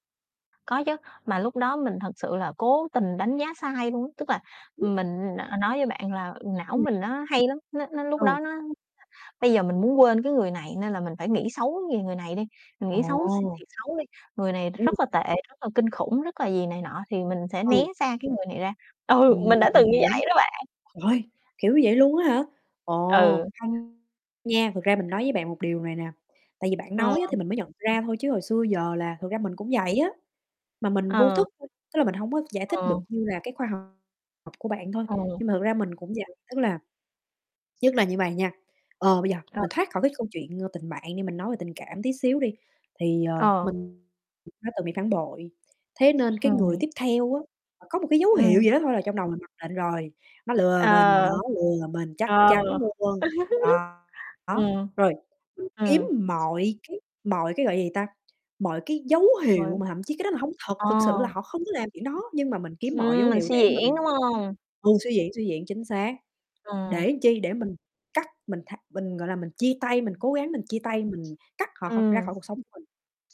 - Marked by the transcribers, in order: mechanical hum; other noise; tapping; distorted speech; unintelligible speech; other background noise; unintelligible speech; unintelligible speech; chuckle
- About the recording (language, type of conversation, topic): Vietnamese, unstructured, Có nên tha thứ cho người đã làm tổn thương mình không?
- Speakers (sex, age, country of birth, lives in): female, 30-34, Vietnam, United States; female, 30-34, Vietnam, Vietnam